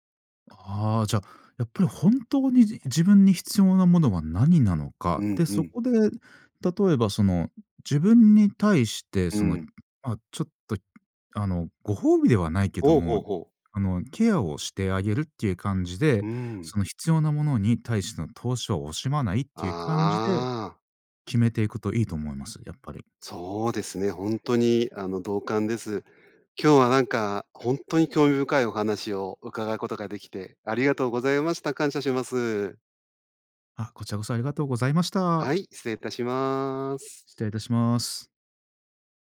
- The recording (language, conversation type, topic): Japanese, podcast, ミニマルと見せかけのシンプルの違いは何ですか？
- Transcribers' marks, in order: other noise